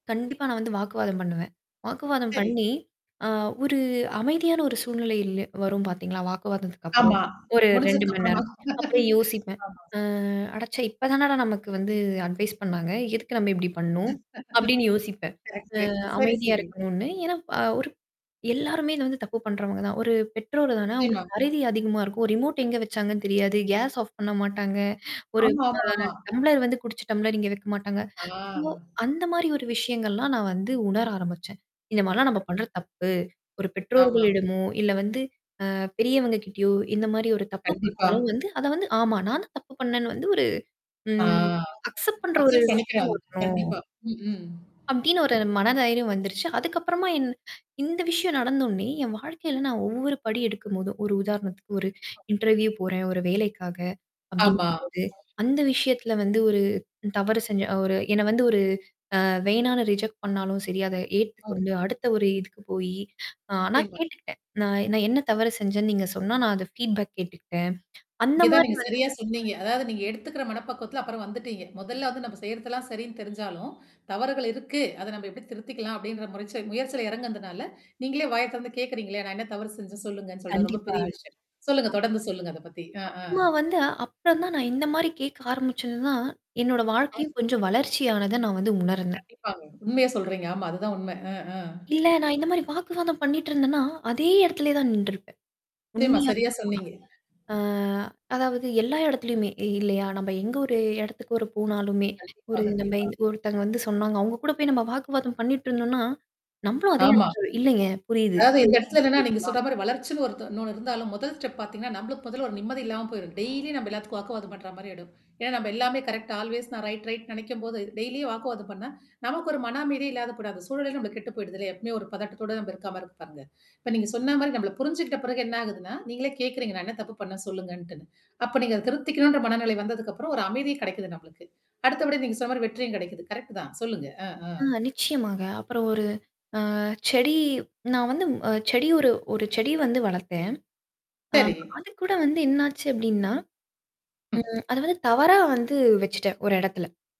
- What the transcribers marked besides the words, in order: static; other background noise; "சூழ்நிலை" said as "சூழ்நிலைல்லு"; background speech; chuckle; in English: "அட்வைஸ்"; chuckle; tapping; in English: "ரிமோட்"; distorted speech; drawn out: "ஆ"; in English: "சோ"; other noise; in English: "அக்சப்"; in English: "அக்சப்ட்"; in English: "இன்டர்வியூ"; in English: "ரிஜெக்ட்"; unintelligible speech; in English: "ஃபீட்பேக்"; drawn out: "ஆ"; mechanical hum; in English: "ஸ்டெப்"; in English: "ஆல்வேஸ்"; in English: "ரைட் ரைட்"
- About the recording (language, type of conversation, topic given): Tamil, podcast, ஏதாவது புதிது கற்றுக் கொள்ளும்போது தவறுகளை நீங்கள் எப்படி கையாள்கிறீர்கள்?